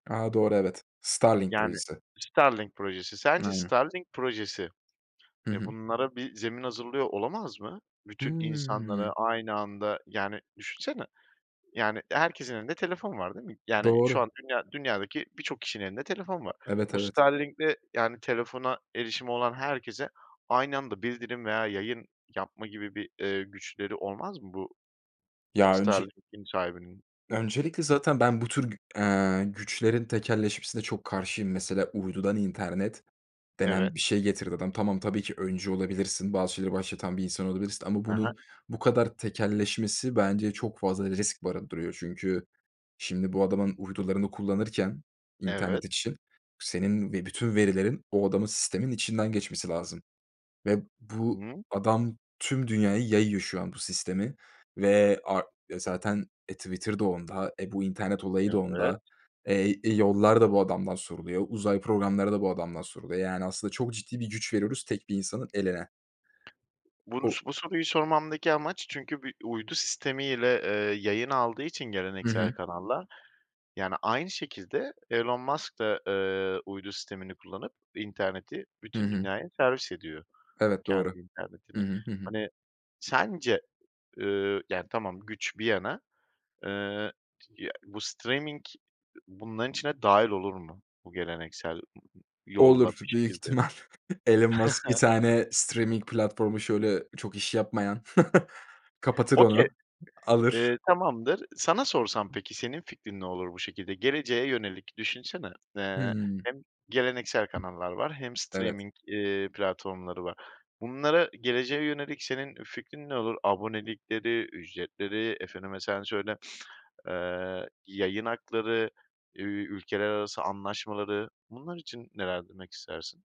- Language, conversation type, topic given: Turkish, podcast, Sence geleneksel televizyon kanalları mı yoksa çevrim içi yayın platformları mı daha iyi?
- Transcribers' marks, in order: drawn out: "Hıı"; tapping; other background noise; in English: "streaming"; chuckle; in English: "streaming"; chuckle; in English: "Okay"; in English: "streaming"; sniff